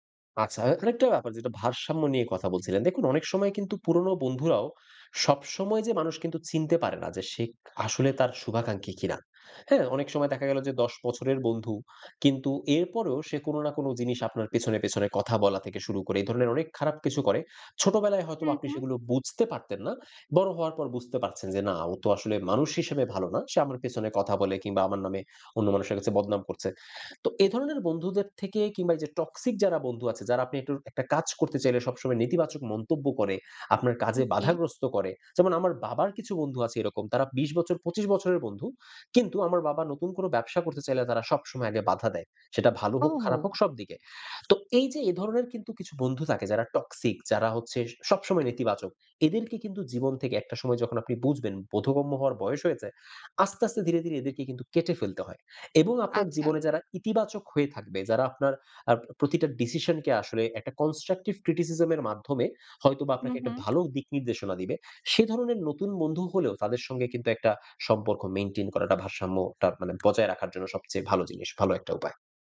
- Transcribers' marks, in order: horn; in English: "toxic"; in English: "toxic"; in English: "constructive criticism"; in English: "mantain"
- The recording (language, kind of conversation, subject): Bengali, podcast, পুরনো ও নতুন বন্ধুত্বের মধ্যে ভারসাম্য রাখার উপায়